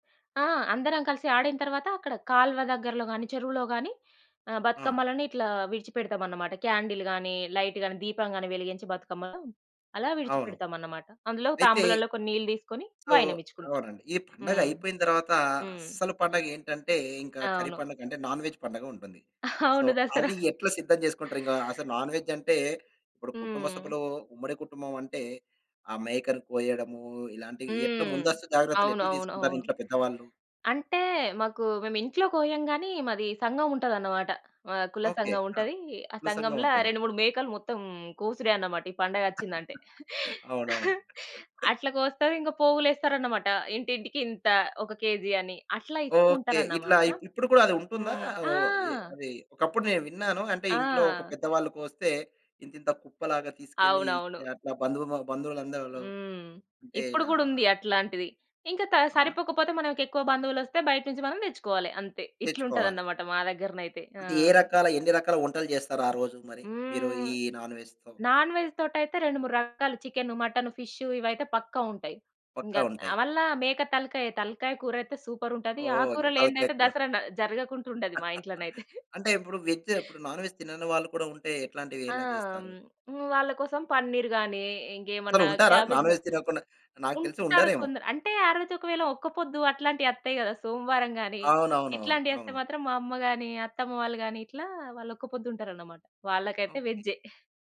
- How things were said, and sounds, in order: in English: "క్యాండిల్"; in English: "లైట్"; in English: "సో"; in English: "కర్రీ"; in English: "నాన్ వేజ్"; other noise; in English: "సో"; laughing while speaking: "అవును. దసరా"; in English: "నాన్ వేజ్"; laugh; chuckle; in English: "కేజీ"; in English: "నాన్ వేజ్‌తో?"; laughing while speaking: "ఆ కూరలేనిదైతే దసరా న జరగకుంటా ఉండది మా ఇంట్లోనైతే"; laugh; in English: "నాన్ వేజ్"; in English: "నాన్ వేజ్"
- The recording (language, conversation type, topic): Telugu, podcast, పండుగల కోసం మీ ఇంట్లో ముందస్తు ఏర్పాట్లు సాధారణంగా ఎలా చేస్తారు?